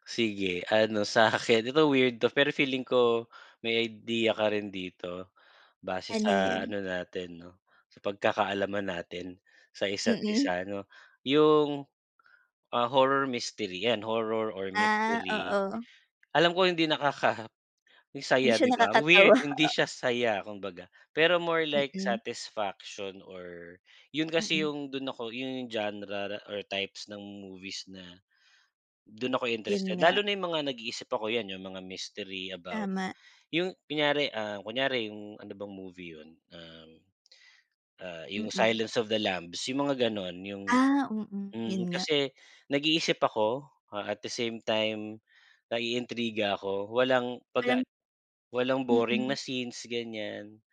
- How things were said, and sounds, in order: laughing while speaking: "sa'kin"; laughing while speaking: "nakakatawa"
- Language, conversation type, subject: Filipino, unstructured, Ano ang huling pelikulang talagang nagpasaya sa’yo?